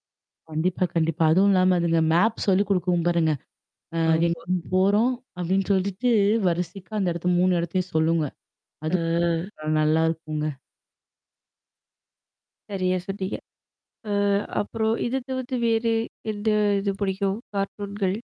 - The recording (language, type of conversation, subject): Tamil, podcast, உங்கள் சின்னப்போழத்தில் பார்த்த கார்ட்டூன்கள் பற்றிச் சொல்ல முடியுமா?
- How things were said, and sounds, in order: in English: "மேப்"; mechanical hum; static; drawn out: "அ"; distorted speech; in English: "கார்டரூன்கள்?"